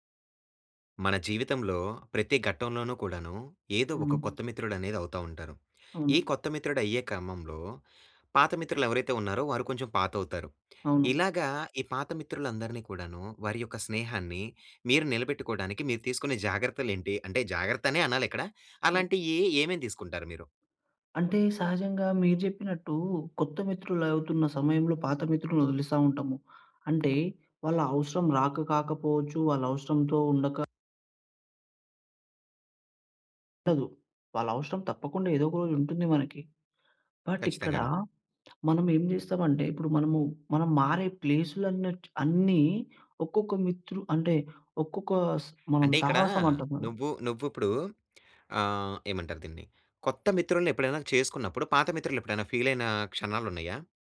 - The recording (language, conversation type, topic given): Telugu, podcast, పాత స్నేహాలను నిలుపుకోవడానికి మీరు ఏమి చేస్తారు?
- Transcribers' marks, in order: in English: "బట్"